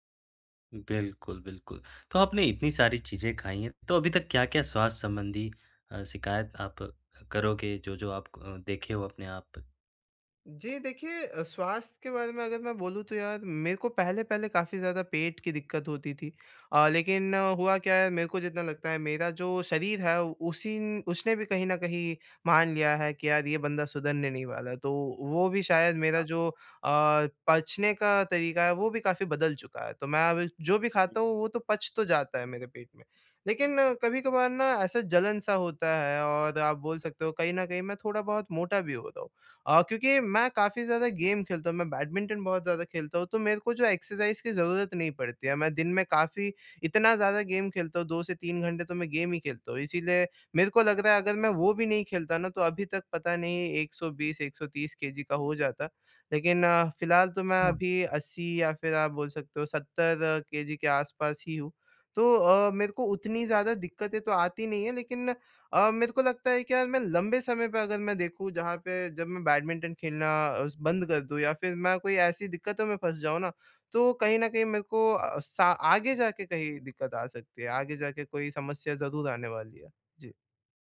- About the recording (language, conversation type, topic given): Hindi, advice, पैकेज्ड भोजन पर निर्भरता कैसे घटाई जा सकती है?
- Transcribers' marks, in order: in English: "गेम"; in English: "एक्सरसाइज़"; in English: "गेम"; in English: "गेम"; unintelligible speech